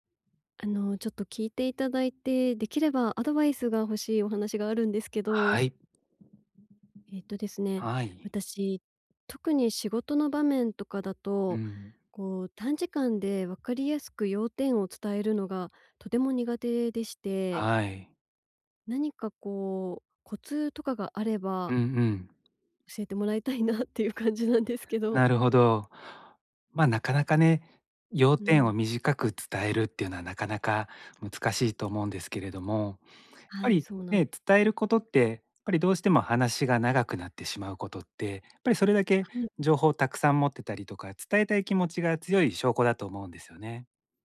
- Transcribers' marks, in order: other background noise; laughing while speaking: "もらいたいなっていう感じなんですけど"
- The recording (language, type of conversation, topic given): Japanese, advice, 短時間で会議や発表の要点を明確に伝えるには、どうすればよいですか？